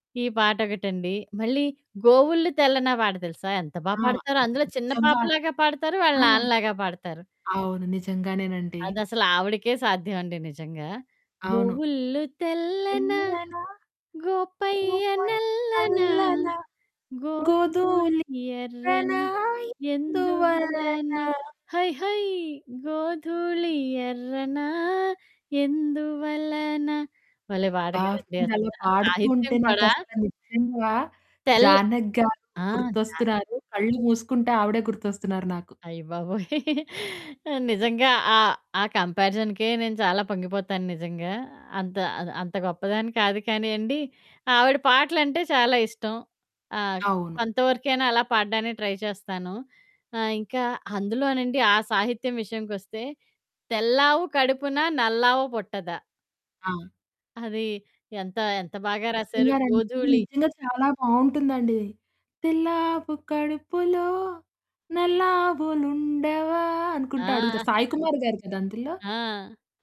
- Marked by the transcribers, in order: stressed: "నిజ్జంగా"; singing: "తెల్లన గోపయ్య నల్లనా గోధూళి ఎర్రనా. ఎందువలనా"; distorted speech; singing: "గోవుల్లు తెల్లన. గోపయ్య నల్లన. గోధూళి ఎర్రనా. ఎందువలన. హై హై గోధుళి ఎర్రనా ఎందువలన"; tapping; stressed: "నిజ్జంగా"; other background noise; chuckle; in English: "కంపారిజన్‌కే"; in English: "ట్రై"; singing: "తెల్లాపు కడుపులో. నల్లావులుండవా"; chuckle
- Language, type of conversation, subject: Telugu, podcast, ఉద్యోగం మారడం లేదా వివాహం వంటి పెద్ద మార్పు వచ్చినప్పుడు మీ సంగీతాభిరుచి మారిందా?